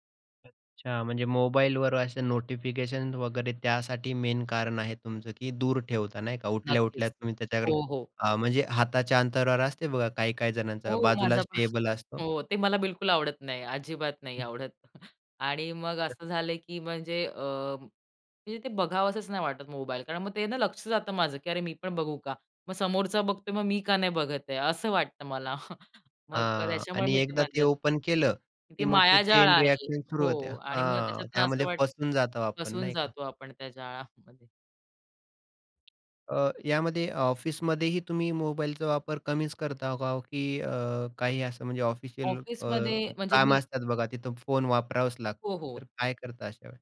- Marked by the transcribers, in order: other background noise; in English: "मेन"; laughing while speaking: "पण"; other noise; chuckle; chuckle; in English: "ओपन"; tapping; in English: "चैन रिएक्शन"; background speech; laughing while speaking: "जाळामध्ये"
- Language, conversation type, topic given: Marathi, podcast, सकाळी उठल्यावर तुम्ही सर्वात आधी काय करता?